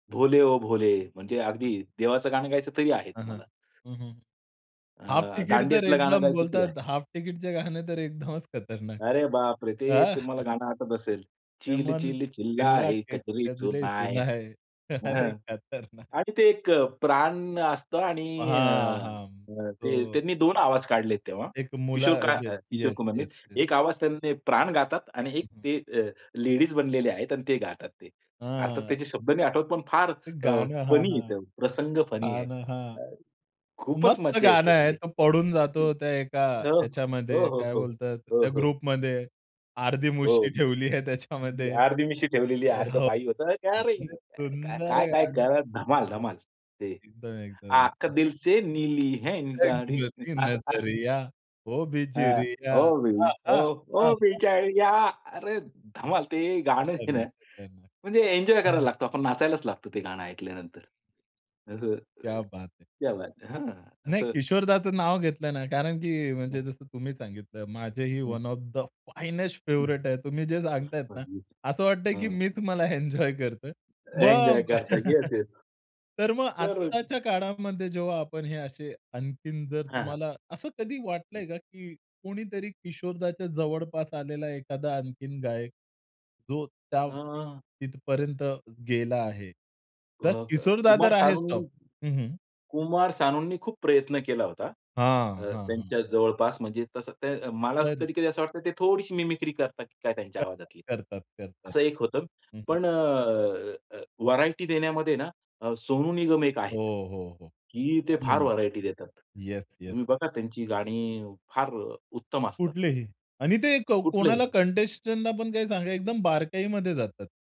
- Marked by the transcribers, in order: other noise; other background noise; chuckle; singing: "हे मन चिल्लाके कजरे सुनाए"; in Hindi: "हे मन चिल्लाके कजरे सुनाए"; singing: "चिल चिल चिल्लाए कजरी सुनाए"; in Hindi: "चिल चिल चिल्लाए कजरी सुनाए"; chuckle; laughing while speaking: "अरे, खतरनाक"; in English: "ग्रुपमध्ये"; laughing while speaking: "अर्धी मुशी ठेवली आहे त्याच्यामध्ये"; singing: "आंख दिल से नीली है न गाडी"; in Hindi: "आंख दिल से नीली है न गाडी"; unintelligible speech; singing: "तिरकी नजरिया ओ बिजुरिया"; in Hindi: "तिरकी नजरिया ओ बिजुरिया"; put-on voice: "ओ बि, ओ-ओ बिजुरीया"; in Hindi: "ओ बि, ओ-ओ बिजुरीया"; laughing while speaking: "गाणं आहे ना"; in Hindi: "क्या बात है"; in Hindi: "क्या बात है"; in English: "वन ऑफ द फायनेस्ट फेव्हरेट"; unintelligible speech; laughing while speaking: "मीच मला एन्जॉय करतोय"; chuckle; in English: "टॉप"; unintelligible speech; in English: "कंटेस्टंटला"
- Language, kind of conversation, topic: Marathi, podcast, तुमचा आवडता गायक किंवा गायिका कोण आहे?